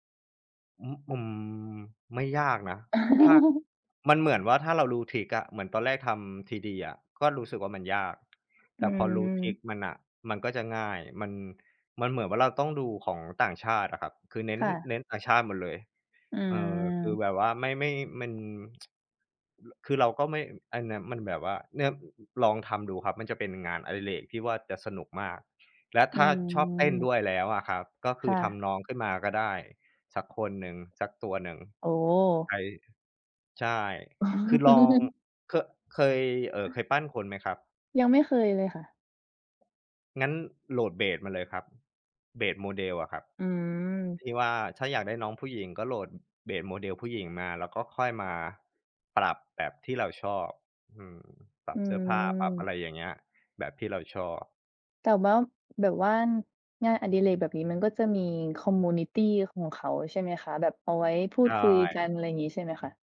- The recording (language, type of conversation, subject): Thai, unstructured, คุณคิดว่างานอดิเรกช่วยให้ชีวิตดีขึ้นได้อย่างไร?
- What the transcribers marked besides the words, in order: chuckle; tapping; other background noise; tsk; other noise; laughing while speaking: "อ๋อ"; chuckle; in English: "เบส"; in English: "เบส"; in English: "เบส"; in English: "คอมมิวนิตี"